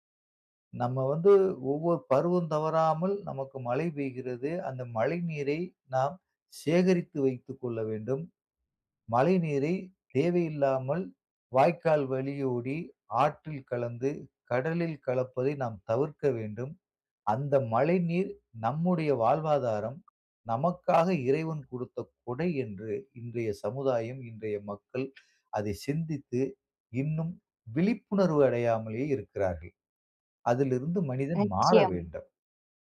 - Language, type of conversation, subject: Tamil, podcast, நீரைப் பாதுகாக்க மக்கள் என்ன செய்ய வேண்டும் என்று நீங்கள் நினைக்கிறீர்கள்?
- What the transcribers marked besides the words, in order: none